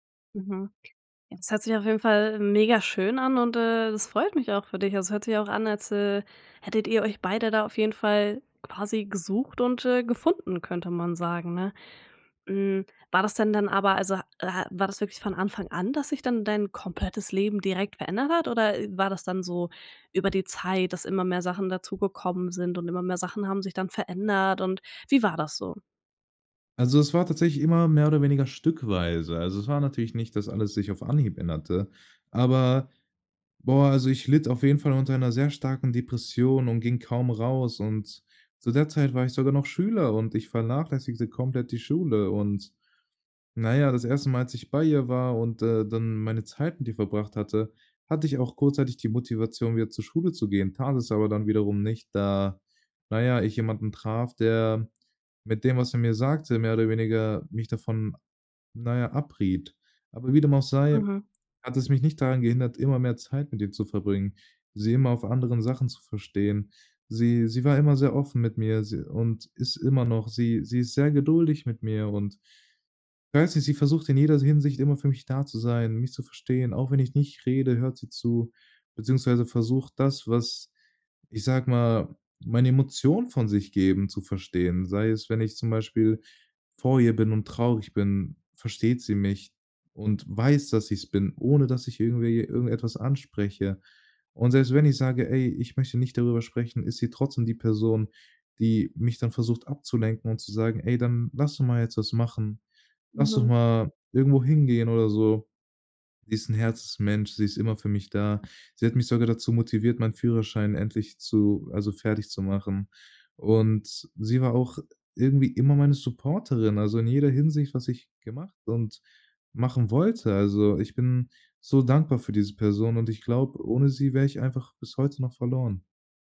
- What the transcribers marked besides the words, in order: none
- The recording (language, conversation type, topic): German, podcast, Wann hat ein Zufall dein Leben komplett verändert?